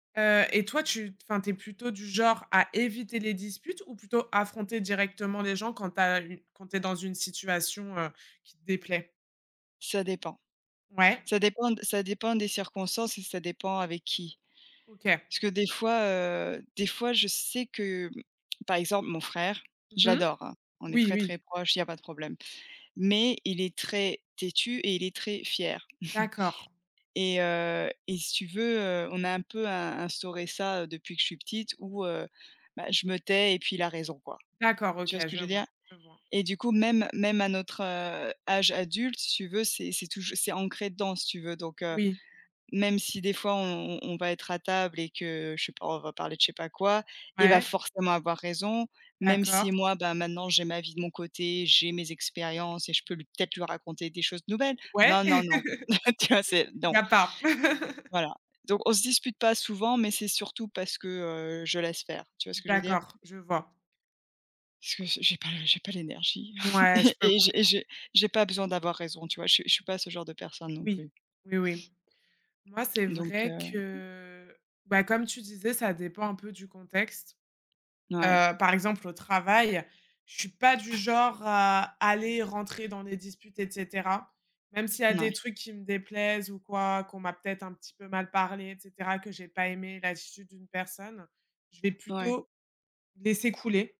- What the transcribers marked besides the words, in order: chuckle; chuckle; laughing while speaking: "tu vois"; laugh; laugh; tapping; chuckle; other background noise
- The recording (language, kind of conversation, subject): French, unstructured, Qu’est-ce qui te dégoûte le plus lors d’une dispute ?
- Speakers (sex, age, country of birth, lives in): female, 25-29, France, France; female, 40-44, France, United States